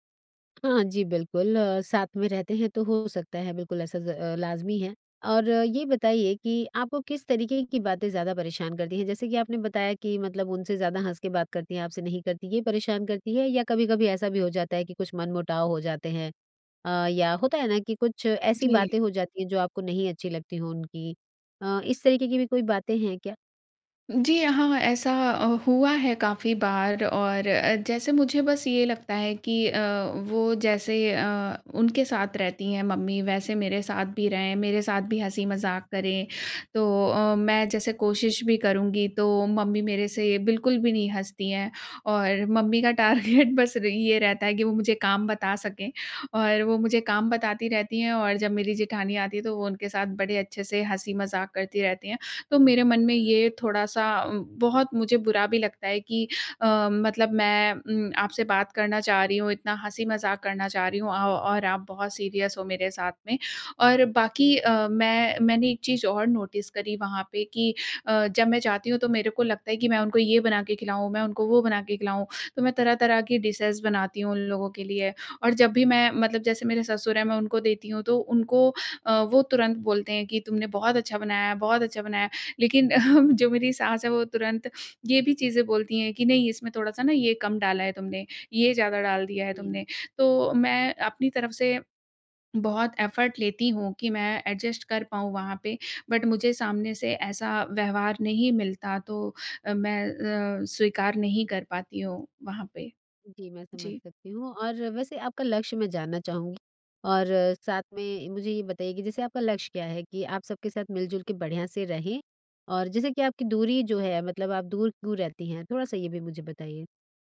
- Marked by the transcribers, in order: other background noise; laughing while speaking: "टारगेट"; in English: "टारगेट"; in English: "सीरियस"; in English: "नोटिस"; in English: "डिशेज़"; chuckle; swallow; in English: "एफ़र्ट"; in English: "एडजस्ट"; in English: "बट"
- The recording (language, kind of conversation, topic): Hindi, advice, शादी के बाद ससुराल में स्वीकार किए जाने और अस्वीकार होने के संघर्ष से कैसे निपटें?
- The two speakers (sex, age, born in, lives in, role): female, 30-34, India, India, user; female, 40-44, India, India, advisor